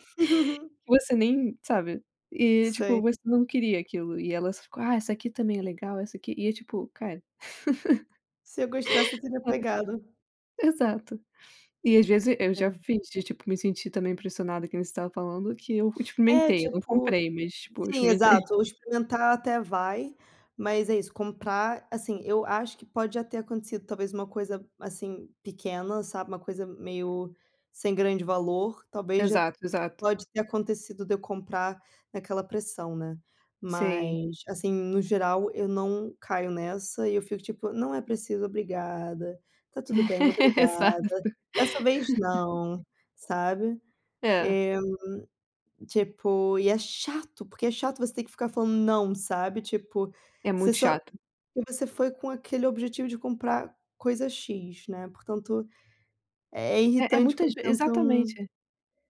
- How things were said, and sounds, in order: chuckle; giggle; chuckle; laugh; laugh
- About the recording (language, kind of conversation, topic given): Portuguese, unstructured, Como você se sente quando alguém tenta te convencer a gastar mais?
- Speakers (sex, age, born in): female, 25-29, Brazil; female, 30-34, Brazil